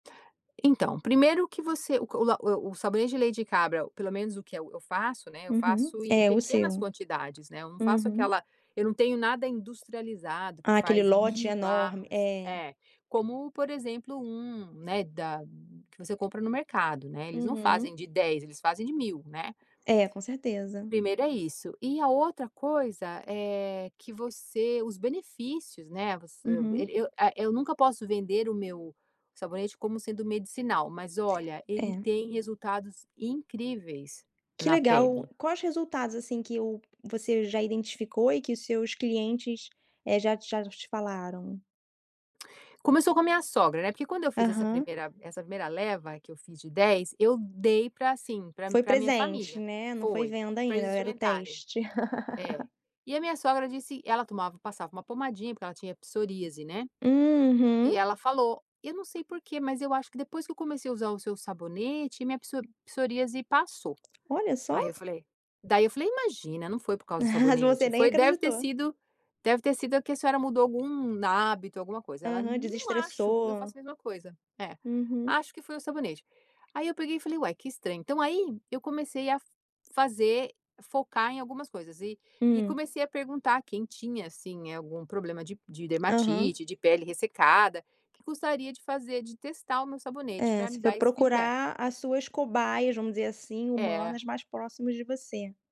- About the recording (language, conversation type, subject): Portuguese, podcast, Que hábito ajudou você a passar por tempos difíceis?
- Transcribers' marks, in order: tapping; stressed: "incríveis"; other background noise; laugh; chuckle